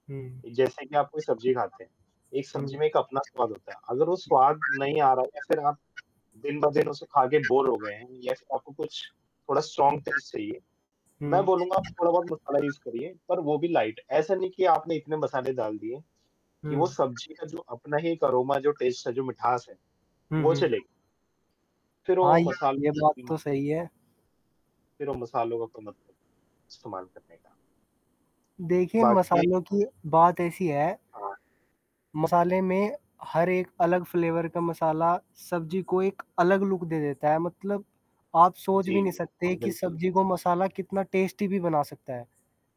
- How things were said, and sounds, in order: static; distorted speech; unintelligible speech; in English: "बोर"; unintelligible speech; in English: "स्ट्रॉंग टेस्ट"; in English: "यूज़"; in English: "लाइट"; in English: "टेस्ट"; in English: "फ्लेवर"; in English: "लुक"; in English: "टेस्टी"
- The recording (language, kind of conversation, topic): Hindi, unstructured, खाने में मसालों की क्या भूमिका होती है?
- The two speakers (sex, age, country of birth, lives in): male, 20-24, India, India; male, 25-29, India, India